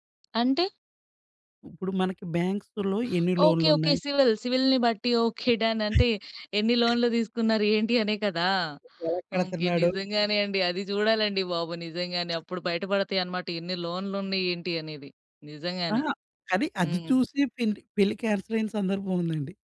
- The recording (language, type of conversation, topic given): Telugu, podcast, సంతోషంగా ఉన్నప్పుడు మీకు ఎక్కువగా ఇష్టమైన దుస్తులు ఏవి?
- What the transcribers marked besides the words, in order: in English: "బ్యాంక్స్‌లో"; in English: "సివిల్ సివిల్‌ని"; other noise; in English: "డన్"; other background noise; in English: "కాన్సెల్"